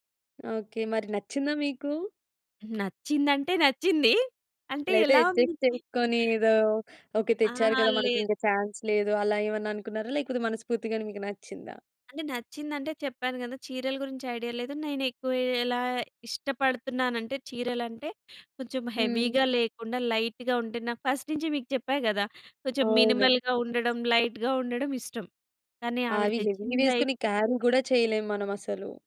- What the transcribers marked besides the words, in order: other noise; in English: "అడ్జస్ట్"; giggle; tapping; in English: "చాన్స్"; in English: "హెవీగా"; in English: "లైట్‌గా"; in English: "ఫస్ట్"; laughing while speaking: "నుంచి మీకు చెప్పా గదా!"; in English: "మినిమల్‌గా"; in English: "లైట్‌గా"; in English: "హెవీ"; in English: "క్యారీ"
- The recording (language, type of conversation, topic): Telugu, podcast, వివాహ వేడుకల కోసం మీరు ఎలా సిద్ధమవుతారు?